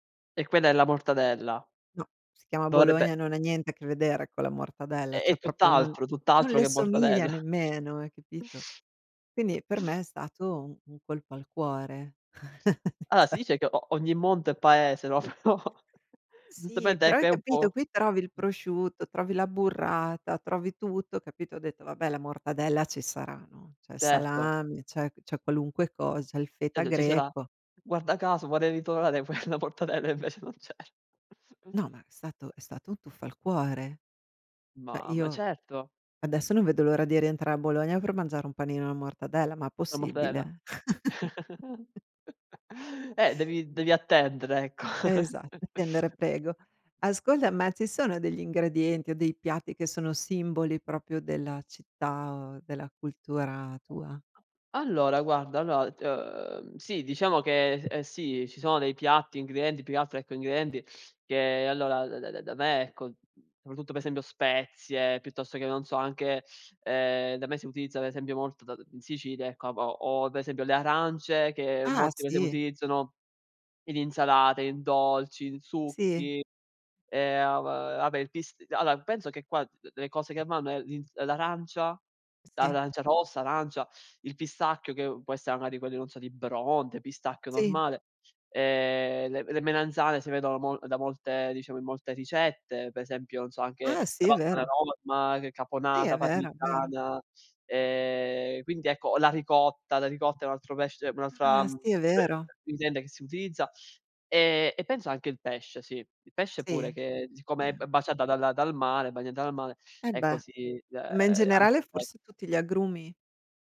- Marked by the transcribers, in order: "cioè" said as "ceh"; laughing while speaking: "mortadella"; other background noise; sniff; unintelligible speech; sniff; "Allora" said as "alloa"; chuckle; "cioè" said as "ceh"; laughing while speaking: "però"; unintelligible speech; laughing while speaking: "quella"; laughing while speaking: "e invece non c'era"; chuckle; tapping; chuckle; chuckle; "proprio" said as "propio"; tsk
- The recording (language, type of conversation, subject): Italian, unstructured, Qual è l’importanza del cibo nella tua cultura?